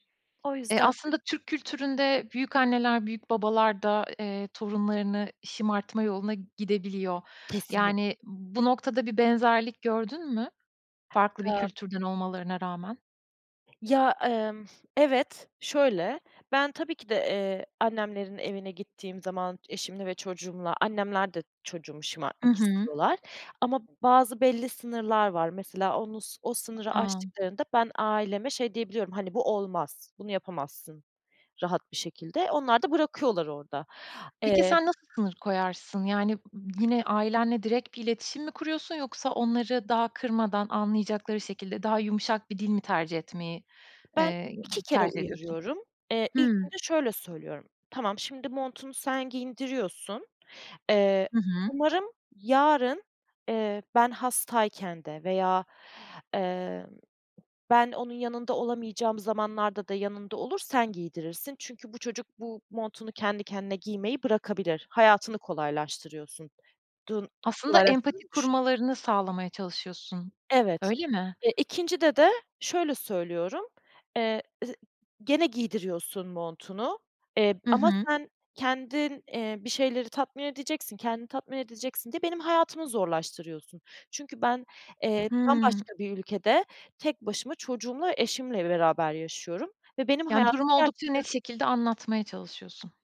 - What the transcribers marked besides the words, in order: unintelligible speech; other background noise; other noise; "giydiriyorsun" said as "giyindiriyorsun"; unintelligible speech
- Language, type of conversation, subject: Turkish, podcast, Kayınvalidenizle ilişkinizi nasıl yönetirsiniz?
- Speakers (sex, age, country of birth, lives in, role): female, 30-34, Turkey, Germany, guest; female, 35-39, Turkey, Estonia, host